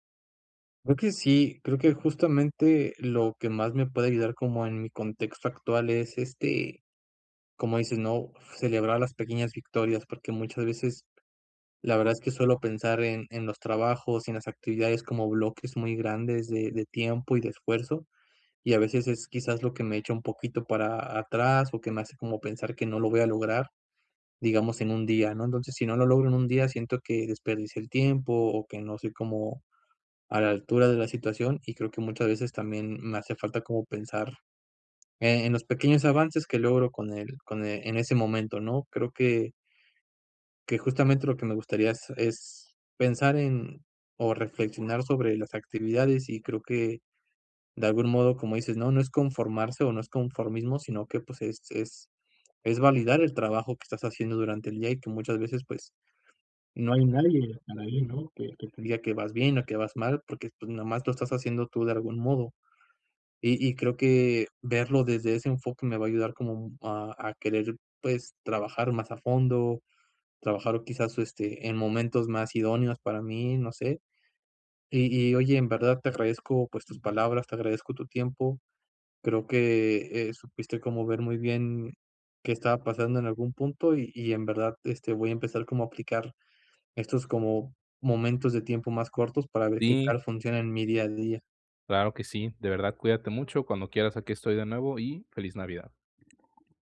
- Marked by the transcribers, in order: tapping; other background noise
- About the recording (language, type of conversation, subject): Spanish, advice, ¿Cómo puedo dejar de procrastinar y crear mejores hábitos?